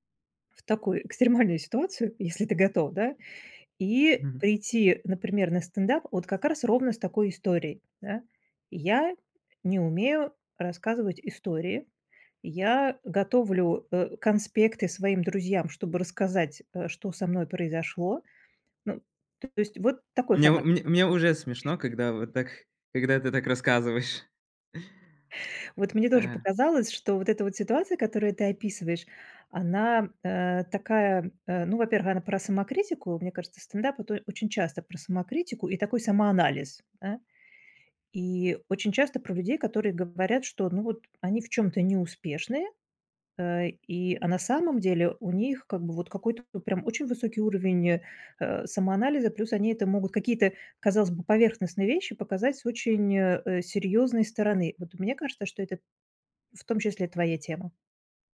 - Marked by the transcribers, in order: none
- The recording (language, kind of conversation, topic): Russian, advice, Как мне ясно и кратко объяснять сложные идеи в группе?